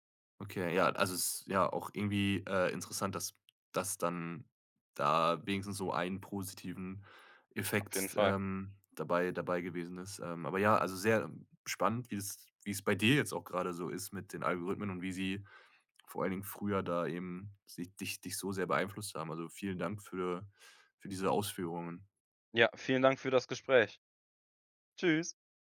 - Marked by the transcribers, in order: none
- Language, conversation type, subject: German, podcast, Wie prägen Algorithmen unseren Medienkonsum?